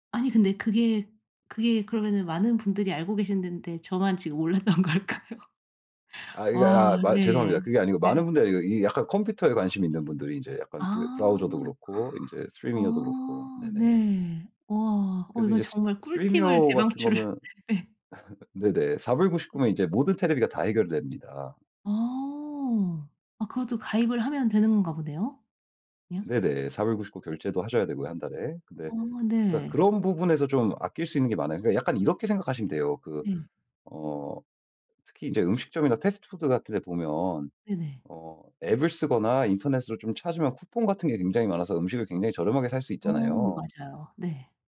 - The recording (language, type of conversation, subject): Korean, advice, 디지털 소비 습관을 어떻게 하면 더 단순하게 만들 수 있을까요?
- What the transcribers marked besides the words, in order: laughing while speaking: "몰랐던 걸까요?"; gasp; put-on voice: "Stremio도"; laughing while speaking: "대방출을 예"; put-on voice: "Stremio"; laugh; other background noise